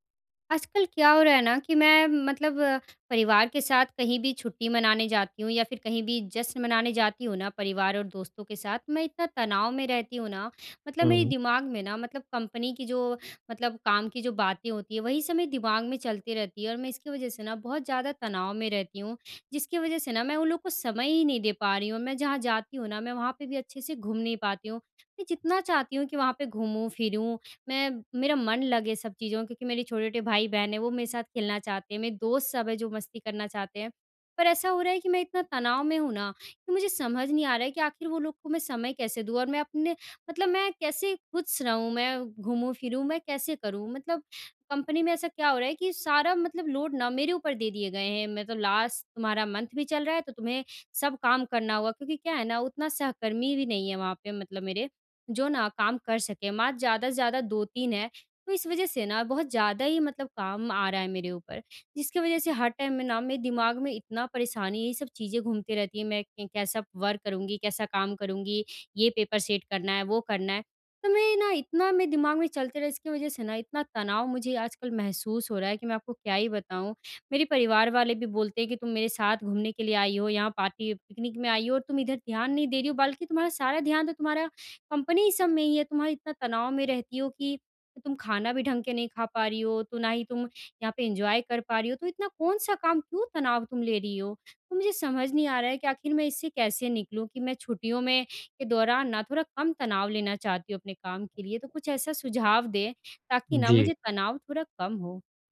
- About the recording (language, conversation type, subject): Hindi, advice, छुट्टियों में परिवार और दोस्तों के साथ जश्न मनाते समय मुझे तनाव क्यों महसूस होता है?
- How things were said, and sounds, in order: in English: "लोड"; in English: "लास्ट"; in English: "मंथ"; in English: "टाइम"; in English: "वर्क"; in English: "पेपर सेट"; in English: "पार्टी"; in English: "एन्जॉय"; tapping